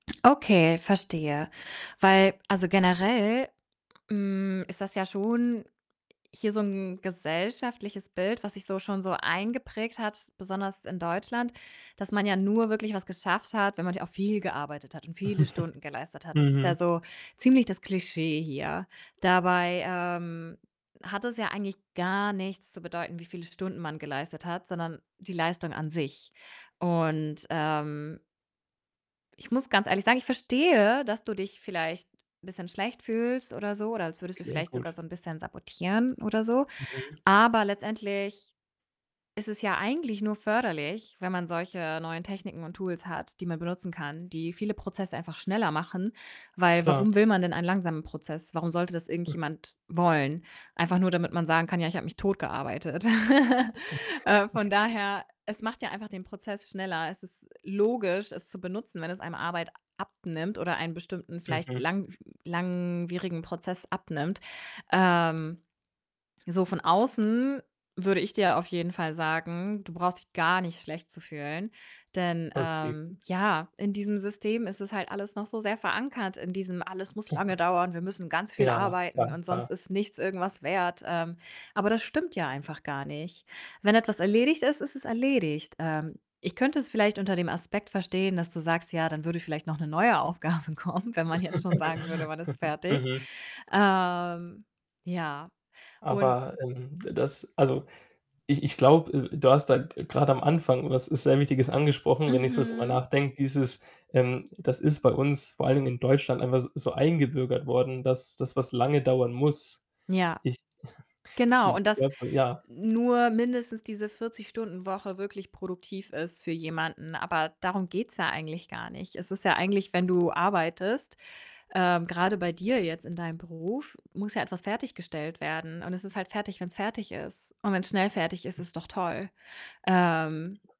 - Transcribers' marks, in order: tapping; distorted speech; stressed: "viel"; chuckle; stressed: "viele"; stressed: "gar"; snort; unintelligible speech; chuckle; static; stressed: "gar nicht"; put-on voice: "Alles muss lange dauern, wir … nichts irgendwas wert"; chuckle; laugh; laughing while speaking: "Aufgabe kommen"; stressed: "muss"; chuckle; unintelligible speech
- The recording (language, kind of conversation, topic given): German, advice, Warum habe ich trotz meines Erfolgs ein Impostor-Gefühl und zweifle an meinem eigenen Selbstwert?